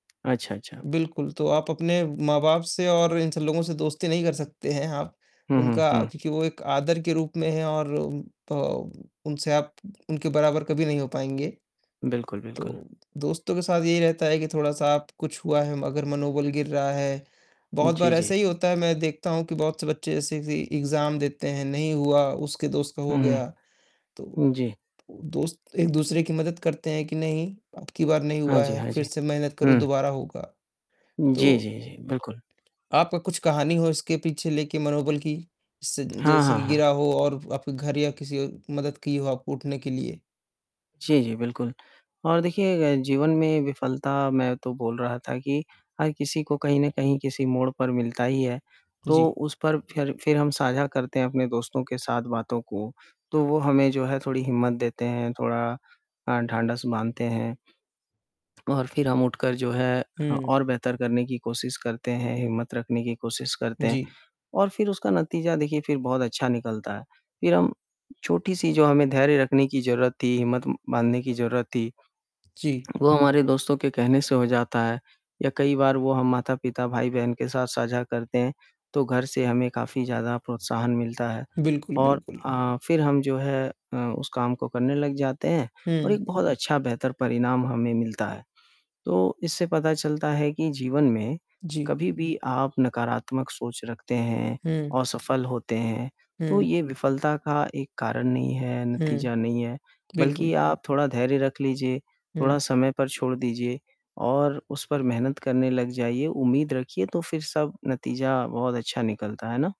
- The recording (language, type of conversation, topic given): Hindi, unstructured, जब आपका मनोबल गिरता है, तो आप खुद को कैसे संभालते हैं?
- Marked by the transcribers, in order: static; distorted speech; in English: "इग्ज़ाम"; tapping; lip smack; other background noise